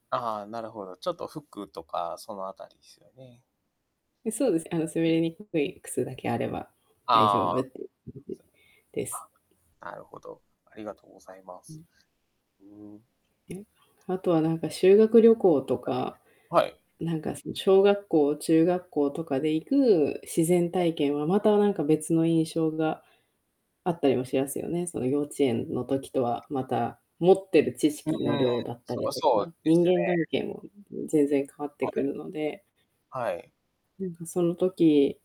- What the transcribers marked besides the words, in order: distorted speech; unintelligible speech; unintelligible speech
- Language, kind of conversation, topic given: Japanese, podcast, 子どもの頃に体験した自然の中で、特に印象に残っている出来事は何ですか？